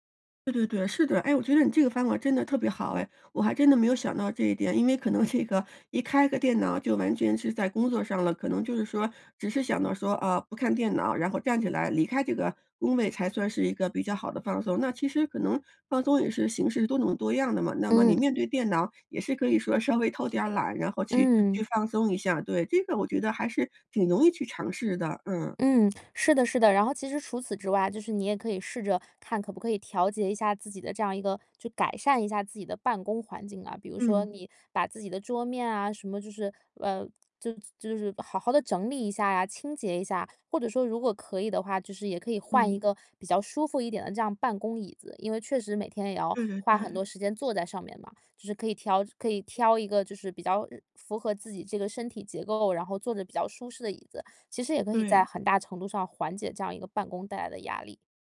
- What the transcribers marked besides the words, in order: laughing while speaking: "这个"
- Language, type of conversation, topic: Chinese, advice, 我怎样才能马上减轻身体的紧张感？